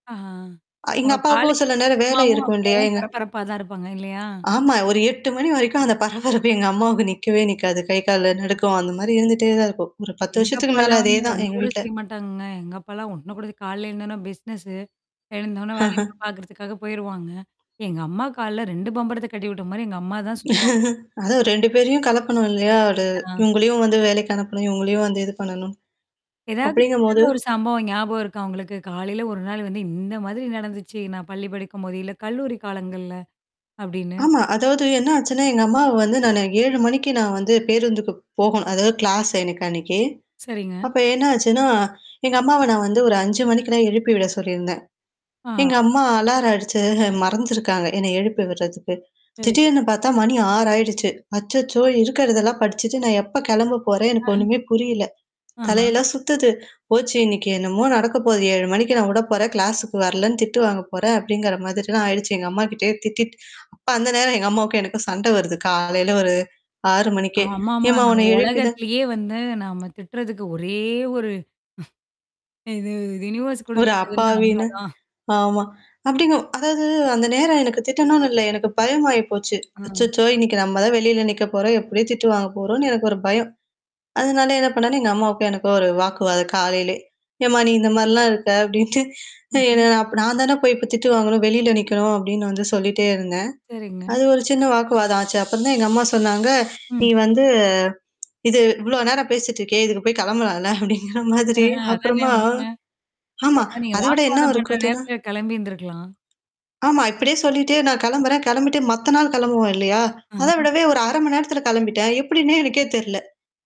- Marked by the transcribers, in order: distorted speech; other background noise; other noise; laughing while speaking: "அந்த பரபரப்பு"; static; in English: "பிஸ்னெஸ்சு"; mechanical hum; chuckle; chuckle; in English: "கிளாஸ்"; in English: "அலார்ம்"; chuckle; tapping; laughing while speaking: "அப்டின்ட்டு"; laugh; laughing while speaking: "அப்டிங்கிற மாதிரி"
- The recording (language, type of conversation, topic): Tamil, podcast, காலை எழுந்ததும் உங்கள் வீட்டில் என்னென்ன நடக்கிறது?